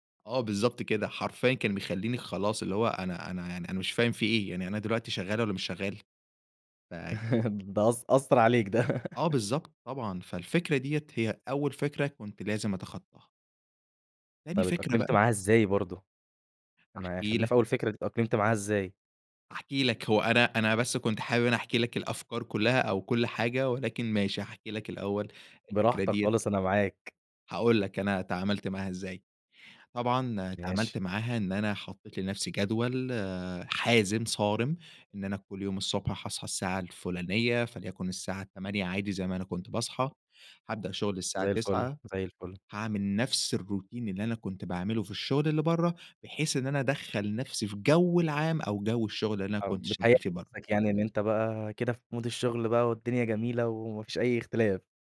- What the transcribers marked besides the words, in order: laugh; laughing while speaking: "ده"; laugh; tapping; in English: "الروتين"; in English: "Mood"; horn
- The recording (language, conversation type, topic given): Arabic, podcast, إزاي تخلي البيت مناسب للشغل والراحة مع بعض؟